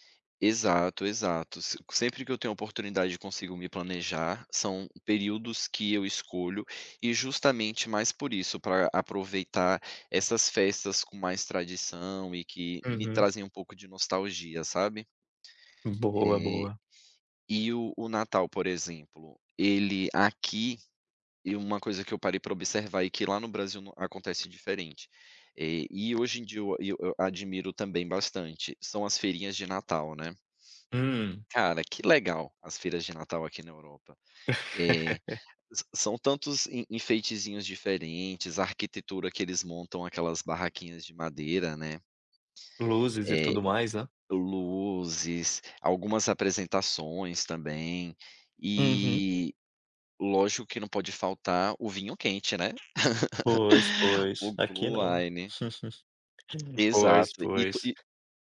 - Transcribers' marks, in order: laugh; laugh; in English: "glow wine"; tapping; chuckle
- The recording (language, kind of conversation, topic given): Portuguese, podcast, Qual festa ou tradição mais conecta você à sua identidade?